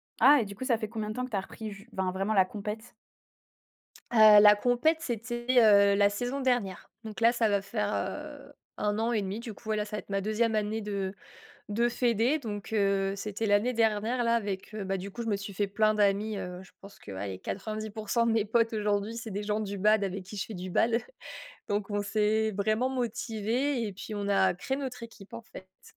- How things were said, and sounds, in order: "compétition" said as "compète"; other background noise; "badminton" said as "bad"
- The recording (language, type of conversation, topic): French, podcast, Quel passe-temps t’occupe le plus ces derniers temps ?